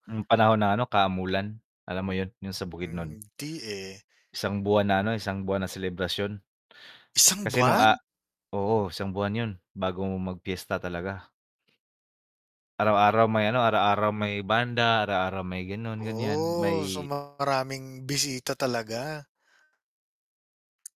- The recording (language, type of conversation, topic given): Filipino, unstructured, Ano ang naramdaman mo sa mga lugar na siksikan sa mga turista?
- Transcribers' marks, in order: static; distorted speech